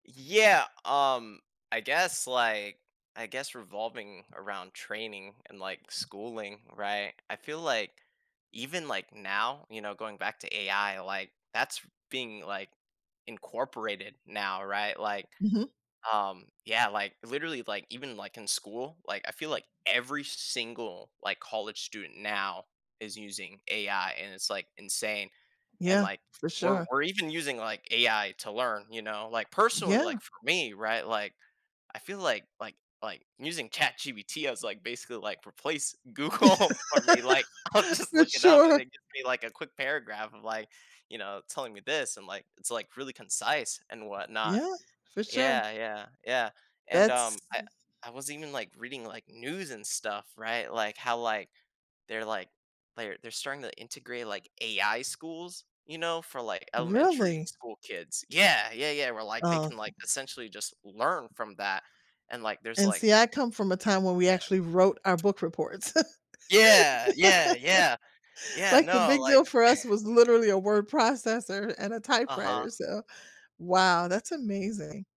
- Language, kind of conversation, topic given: English, unstructured, What changes or milestones do you hope to experience in the next few years?
- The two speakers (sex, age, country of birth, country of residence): female, 55-59, United States, United States; male, 20-24, United States, United States
- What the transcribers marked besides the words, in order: other background noise; stressed: "every single"; laughing while speaking: "Google"; laughing while speaking: "I'll just"; laugh; laughing while speaking: "For sure"; laugh; chuckle